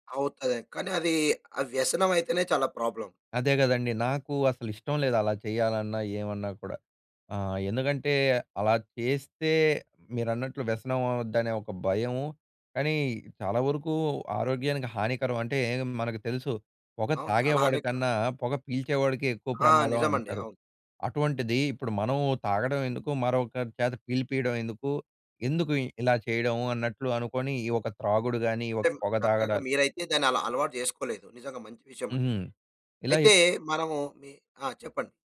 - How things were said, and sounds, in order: in English: "ప్రాబ్లెమ్"
- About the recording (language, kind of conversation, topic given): Telugu, podcast, రోజువారీ రొటీన్ మన మానసిక శాంతిపై ఎలా ప్రభావం చూపుతుంది?